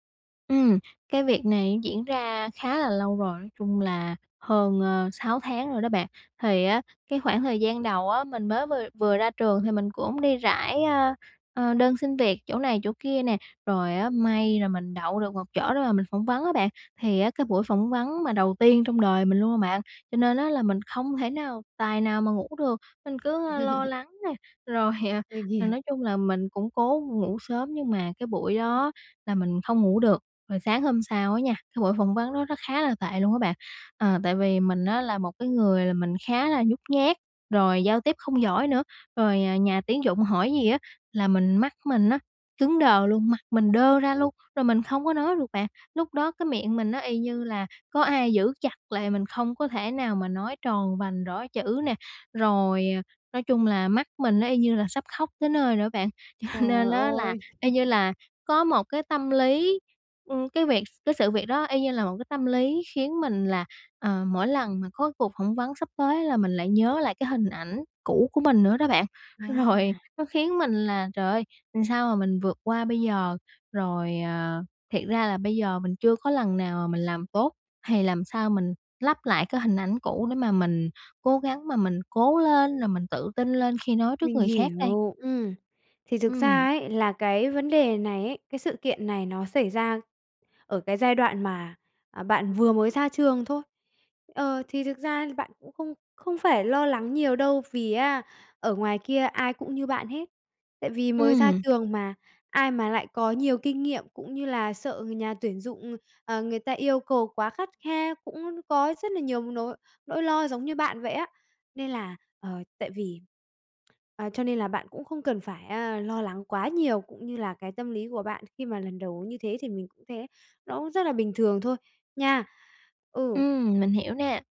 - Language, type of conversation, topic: Vietnamese, advice, Làm thế nào để giảm lo lắng trước cuộc phỏng vấn hoặc một sự kiện quan trọng?
- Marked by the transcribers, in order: tapping; other background noise; laugh; laughing while speaking: "rồi, ờ"; laughing while speaking: "Cho nên"; chuckle; laughing while speaking: "Rồi"